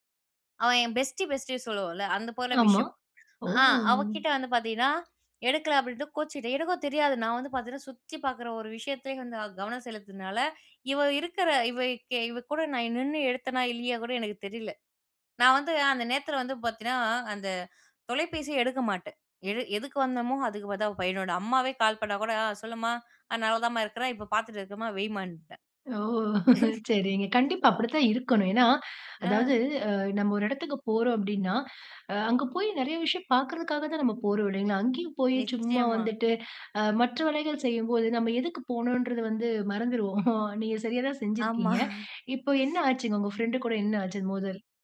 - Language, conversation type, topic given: Tamil, podcast, பயண நண்பர்களோடு ஏற்பட்ட மோதலை நீங்கள் எப்படிச் தீர்த்தீர்கள்?
- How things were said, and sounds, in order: other noise; drawn out: "ஓ!"; chuckle; chuckle; breath; laughing while speaking: "மறந்துருவோம். நீங்க சரியா தான் செஞ்சிருக்கீங்க"; laughing while speaking: "ஆமா"; inhale